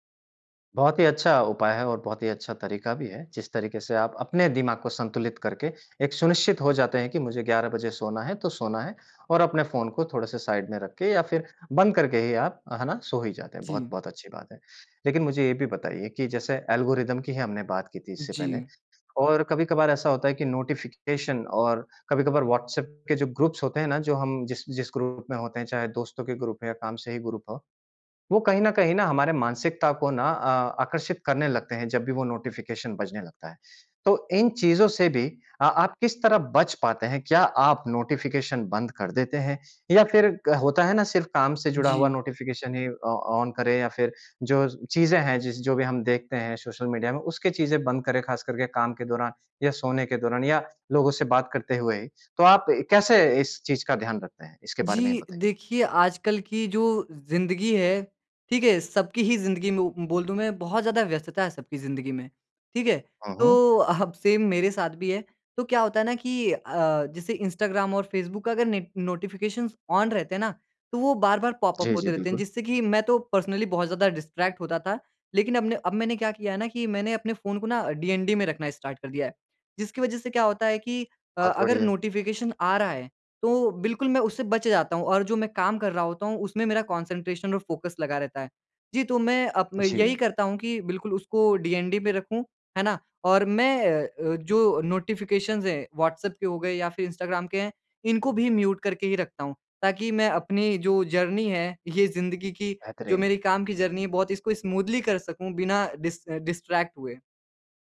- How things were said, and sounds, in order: in English: "साइड"; in English: "एल्गोरिदम"; tapping; in English: "नोटिफ़िकेशन"; in English: "ग्रुप्स"; in English: "ग्रुप"; in English: "ग्रुप"; in English: "ग्रुप"; in English: "नोटिफ़िकेशन"; in English: "नोटिफ़िकेशन"; in English: "नोटिफ़िकेशन"; in English: "ऑ ऑन"; in English: "सेम"; in English: "नोटिफ़िकेशन ऑन"; in English: "पॉप-अप"; in English: "पर्सनली"; in English: "डिस्ट्रैक्ट"; in English: "डीएनडी"; in English: "स्टार्ट"; in English: "नोटिफ़िकेशन"; in English: "कॉन्सन्ट्रेशन"; in English: "फ़ोकस"; in English: "डीएनडी"; in English: "नोटिफ़िकेशन"; in English: "म्यूट"; in English: "जर्नी"; in English: "जर्नी"; in English: "स्मूथली"; in English: "डिस डिस्ट्रैक्ट"
- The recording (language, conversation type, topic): Hindi, podcast, सोशल मीडिया ने आपकी रोज़मर्रा की आदतें कैसे बदलीं?